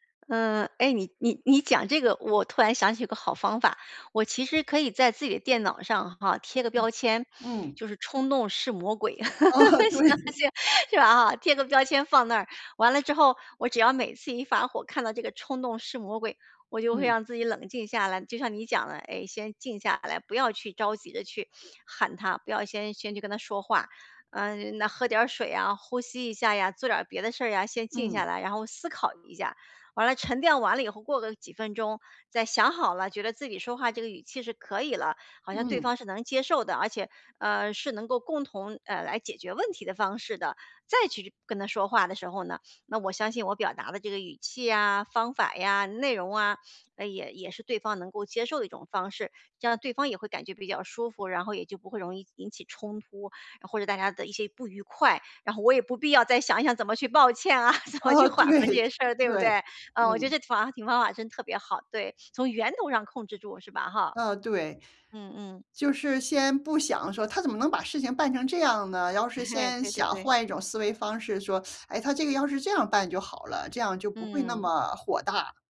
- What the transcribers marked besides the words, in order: laugh; laughing while speaking: "行，行，是吧哈？"; laughing while speaking: "哦，对"; laughing while speaking: "抱歉啊、怎么去缓和这些事儿"; laughing while speaking: "对"; laughing while speaking: "诶"; teeth sucking
- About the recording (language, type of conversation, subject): Chinese, advice, 犯错后我该如何与同事沟通并真诚道歉？